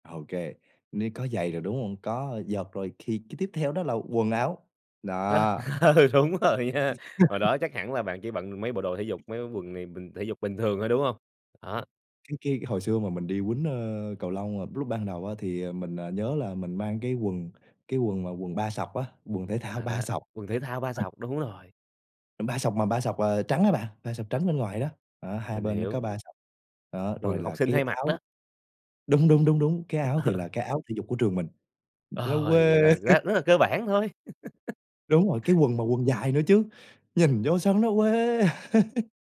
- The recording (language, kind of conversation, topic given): Vietnamese, podcast, Bạn có sở thích nào khiến thời gian trôi thật nhanh không?
- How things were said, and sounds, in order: laughing while speaking: "ờ, đúng rồi nha"; laugh; tapping; other background noise; unintelligible speech; laugh; laugh; laugh